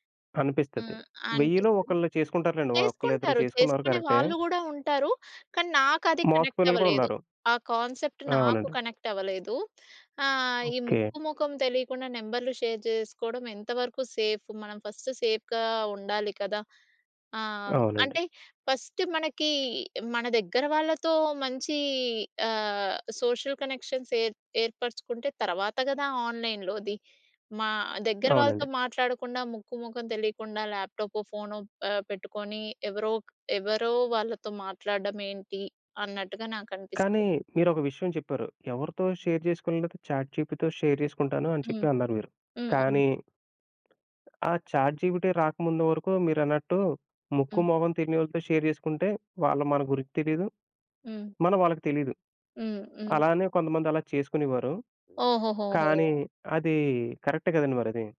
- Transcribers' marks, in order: in English: "కాన్సెప్ట్"; in English: "షేర్"; in English: "ఫస్ట్ సేఫ్‌గా"; in English: "ఫస్ట్"; in English: "సోషల్ కనెక్షన్స్"; in English: "షేర్"; in English: "చాట్‌జిపితో షేర్"; tapping; in English: "చాట్‌జిపిటి"; in English: "షేర్"
- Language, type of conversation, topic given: Telugu, podcast, స్నేహితులు, కుటుంబంతో ఉన్న సంబంధాలు మన ఆరోగ్యంపై ఎలా ప్రభావం చూపుతాయి?